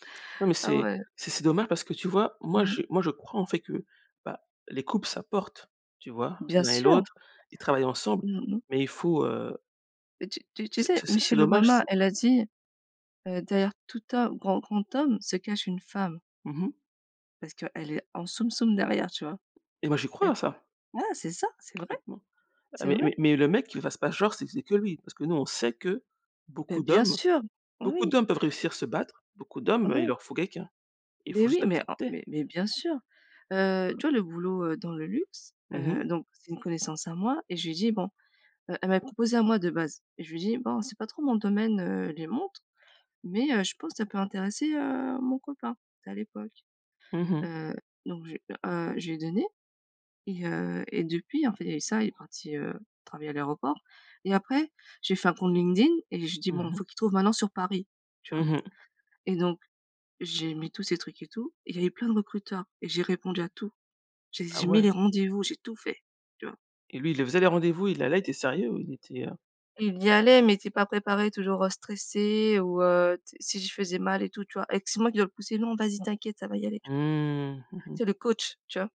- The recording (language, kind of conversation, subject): French, unstructured, Quelle est la meilleure leçon que la vie t’a apprise ?
- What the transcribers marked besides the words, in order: tapping; other background noise